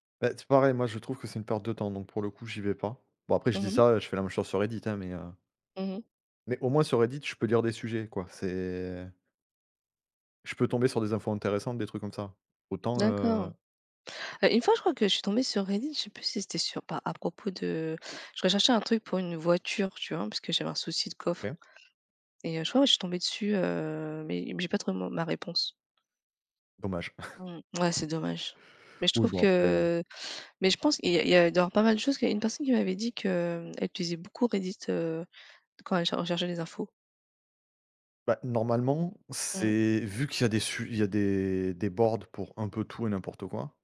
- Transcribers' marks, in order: other background noise; tapping; chuckle
- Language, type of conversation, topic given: French, unstructured, Comment les réseaux sociaux influencent-ils vos interactions quotidiennes ?